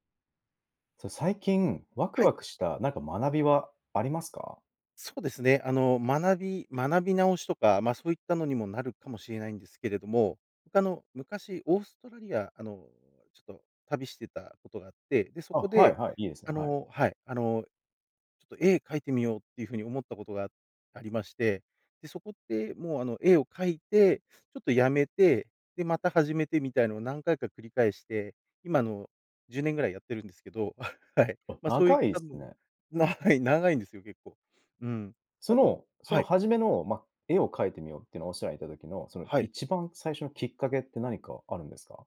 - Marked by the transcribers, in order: laughing while speaking: "あ、はい"; laughing while speaking: "長い 長いんですよ"
- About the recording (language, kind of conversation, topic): Japanese, podcast, 最近、ワクワクした学びは何ですか？